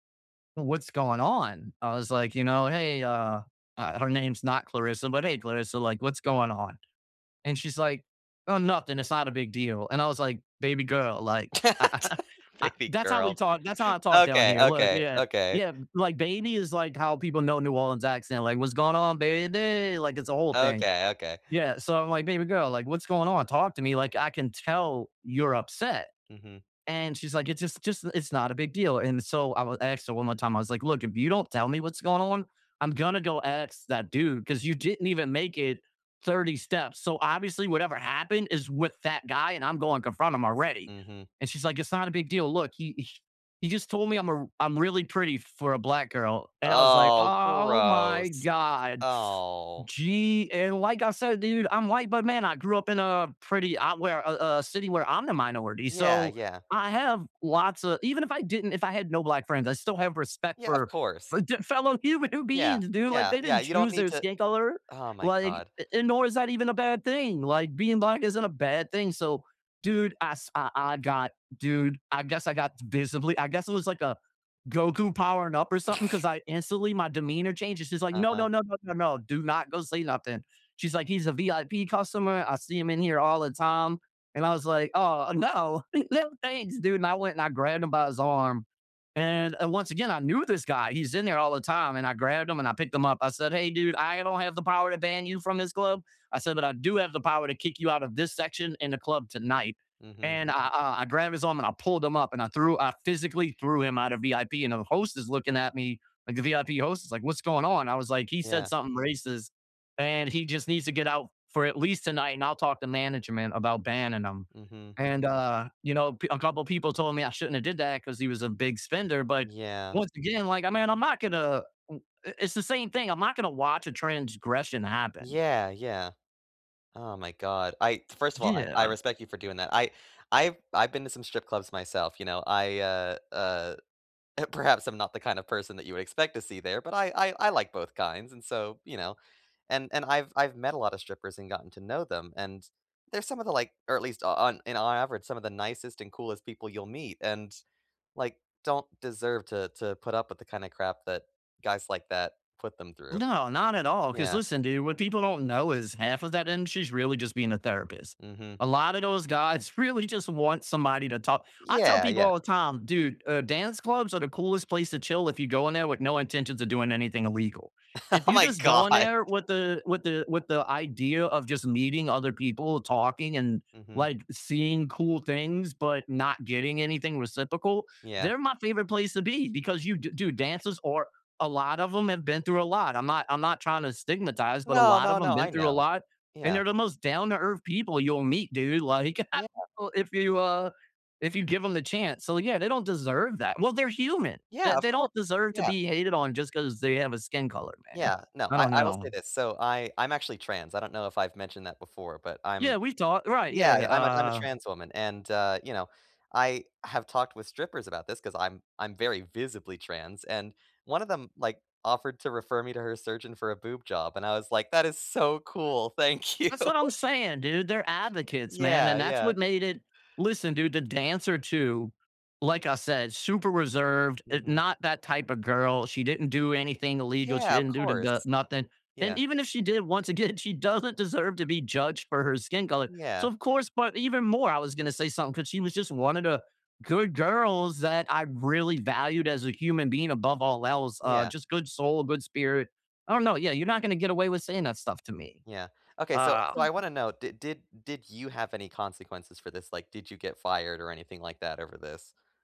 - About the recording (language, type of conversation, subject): English, unstructured, How can I stand up for what I believe without alienating others?
- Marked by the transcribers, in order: chuckle; laugh; put-on voice: "What's going on, baby!"; tapping; disgusted: "Oh, gross. Oh"; scoff; laughing while speaking: "human beings"; scoff; laughing while speaking: "no"; laughing while speaking: "uh, perhaps"; laughing while speaking: "really"; other background noise; laughing while speaking: "Oh, my god"; chuckle; laughing while speaking: "Thank you!"; laughing while speaking: "again, she doesn't deserve"